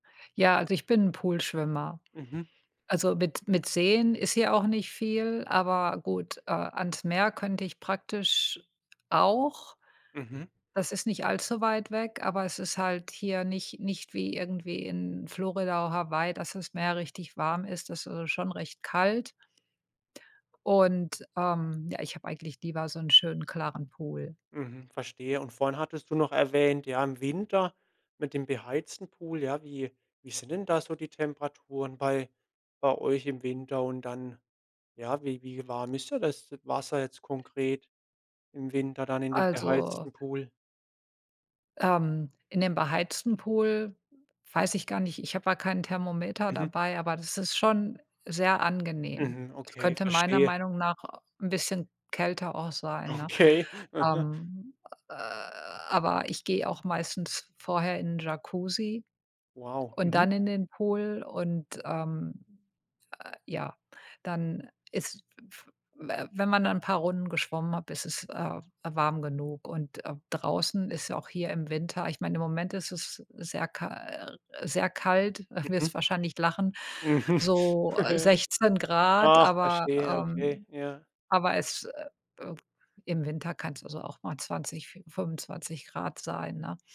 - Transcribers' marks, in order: other background noise; laughing while speaking: "Okay. Mhm"; chuckle; laughing while speaking: "Mhm"; chuckle
- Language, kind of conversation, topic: German, podcast, Wie hast du mit deinem liebsten Hobby angefangen?